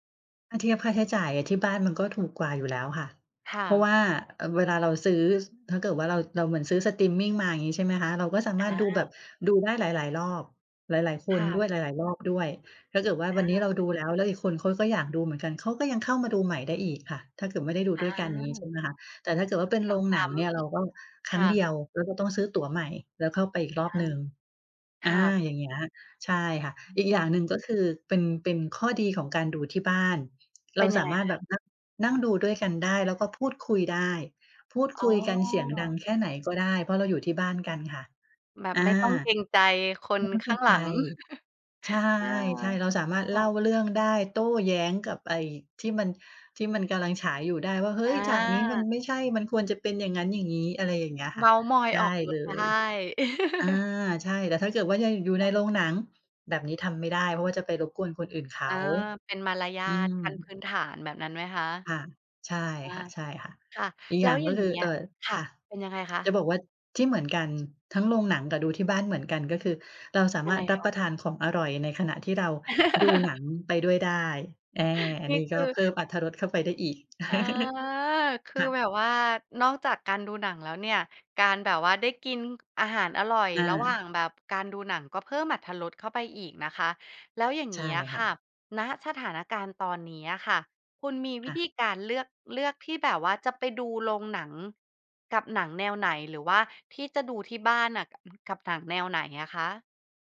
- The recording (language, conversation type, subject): Thai, podcast, การดูหนังในโรงกับดูที่บ้านต่างกันยังไงสำหรับคุณ?
- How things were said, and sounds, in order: chuckle; chuckle; chuckle; chuckle